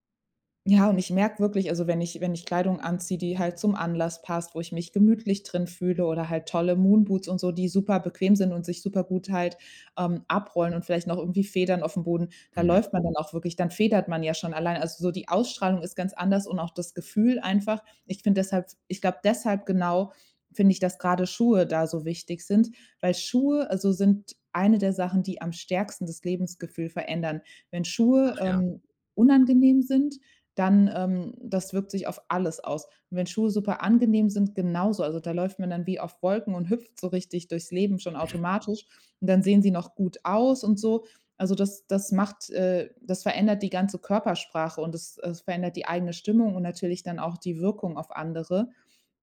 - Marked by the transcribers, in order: other background noise
- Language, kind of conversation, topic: German, podcast, Gibt es ein Kleidungsstück, das dich sofort selbstsicher macht?